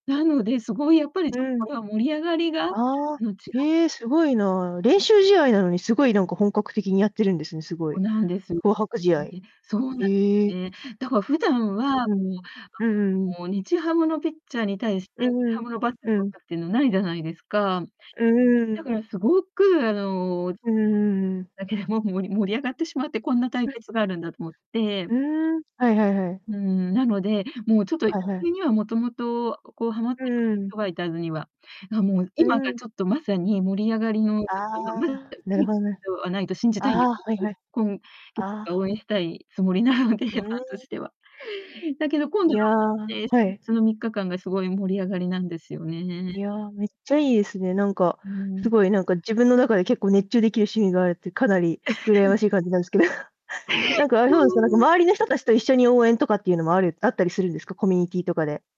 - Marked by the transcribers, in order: distorted speech; unintelligible speech; chuckle; laughing while speaking: "けど"
- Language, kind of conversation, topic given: Japanese, podcast, 最近ハマっている趣味は何ですか？
- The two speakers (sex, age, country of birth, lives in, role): female, 20-24, Japan, Japan, host; female, 60-64, Japan, Japan, guest